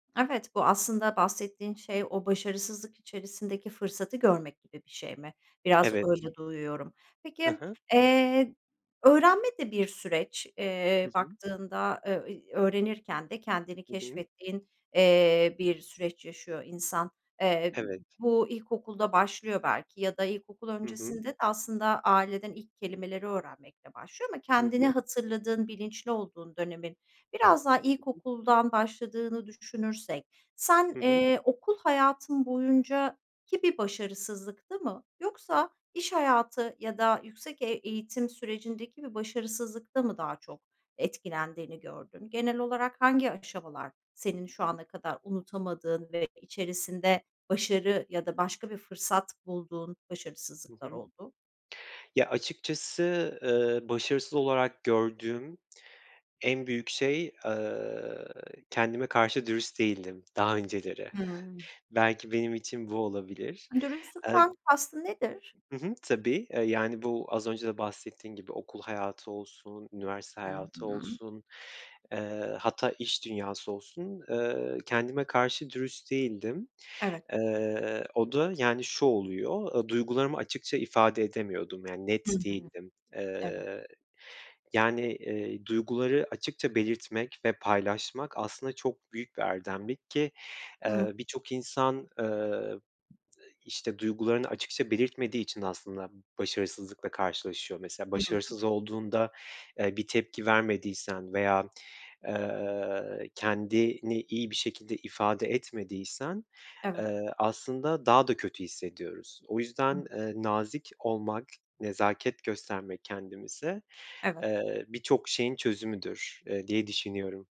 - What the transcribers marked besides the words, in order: tapping; other noise
- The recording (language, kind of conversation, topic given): Turkish, podcast, Başarısızlıkla karşılaştığında ne yaparsın?